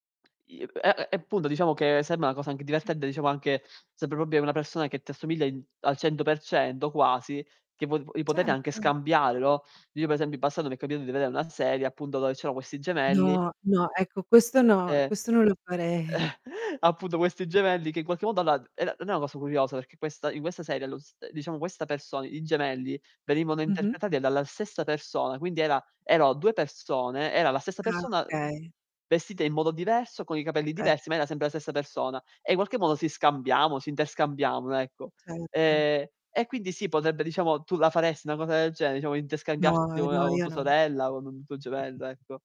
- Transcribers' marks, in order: other noise; distorted speech; "proprio" said as "propio"; chuckle; laughing while speaking: "farei"; other background noise; unintelligible speech; tapping
- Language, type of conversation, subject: Italian, unstructured, Come reagiresti se un giorno scoprissi di avere un gemello segreto?